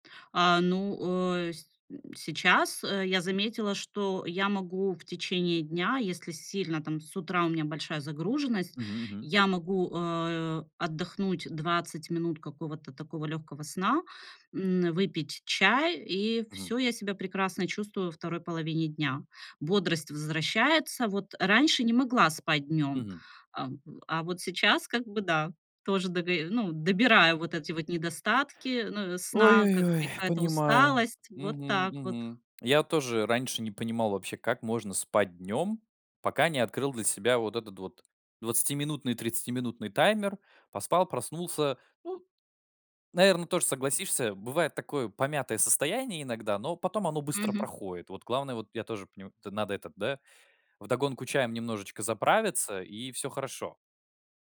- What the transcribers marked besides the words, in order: tapping
- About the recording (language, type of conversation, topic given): Russian, podcast, Что помогает переключиться и отдохнуть по‑настоящему?